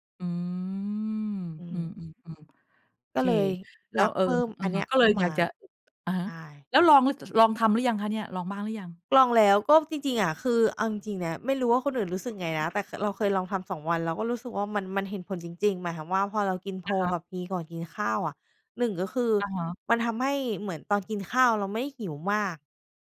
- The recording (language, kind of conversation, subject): Thai, podcast, คุณควรเริ่มปรับสุขภาพของตัวเองจากจุดไหนก่อนดี?
- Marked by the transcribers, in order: drawn out: "อืม"